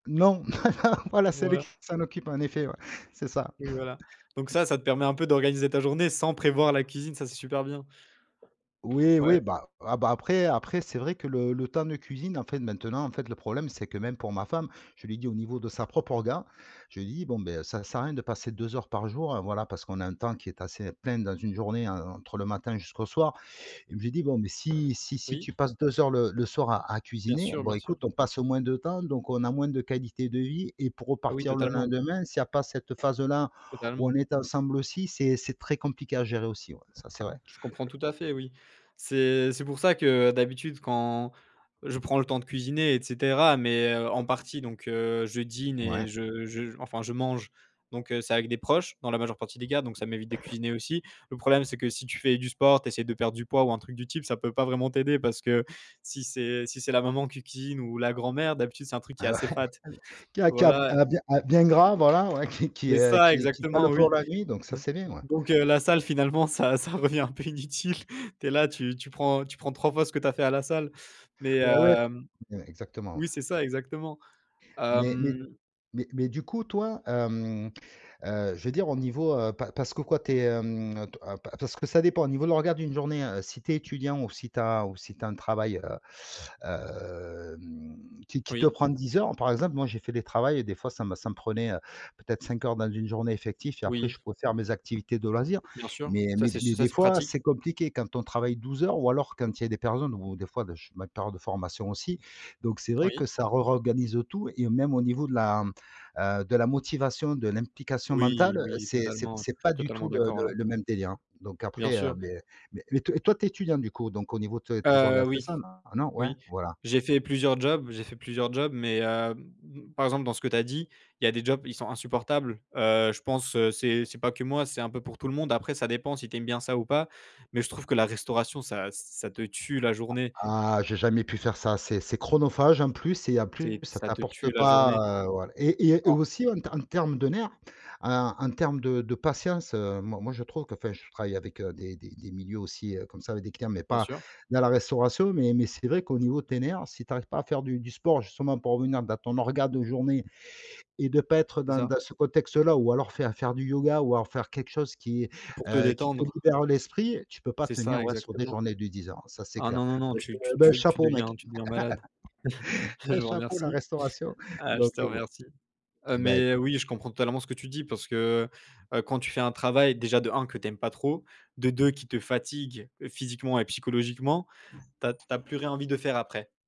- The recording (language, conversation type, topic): French, unstructured, Comment organises-tu ta journée pour être plus efficace ?
- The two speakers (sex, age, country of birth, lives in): male, 20-24, Russia, France; male, 45-49, France, France
- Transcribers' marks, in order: laughing while speaking: "voilà c'est elle"; chuckle; tapping; stressed: "plein"; other background noise; laughing while speaking: "Ah, ouais"; chuckle; laughing while speaking: "ça ça revient un peu inutile"; "l'organisation" said as "l'orga"; drawn out: "hem"; "re organise" said as "rorganise"; "organisation" said as "orga"; chuckle; laugh; laughing while speaking: "hey chapeau, la restauration"